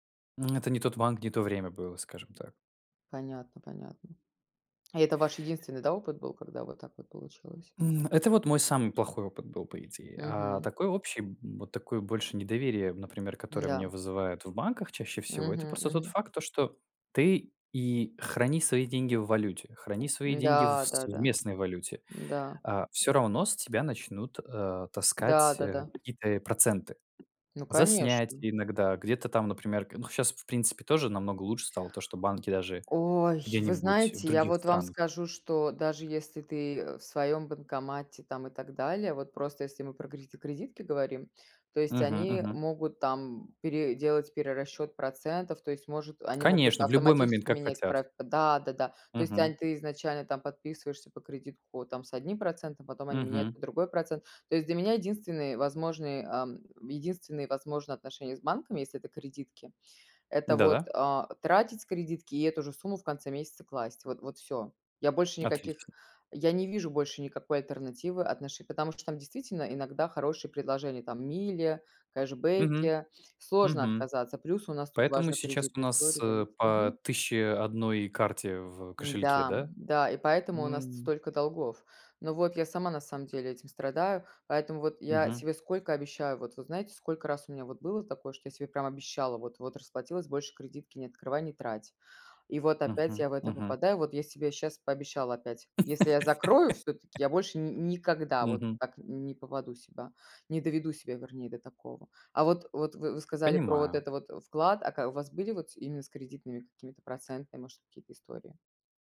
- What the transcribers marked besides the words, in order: tapping; laugh
- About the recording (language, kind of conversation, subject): Russian, unstructured, Что заставляет вас не доверять банкам и другим финансовым организациям?